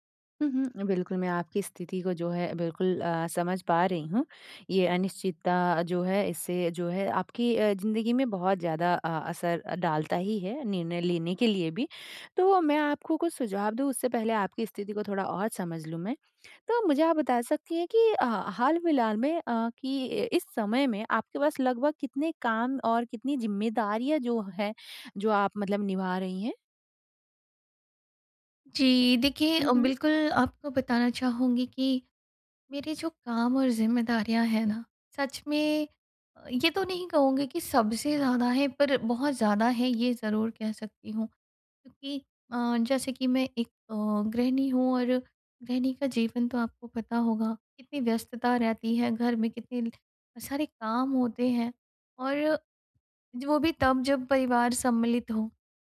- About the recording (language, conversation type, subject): Hindi, advice, अनिश्चितता में प्राथमिकता तय करना
- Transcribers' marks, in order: none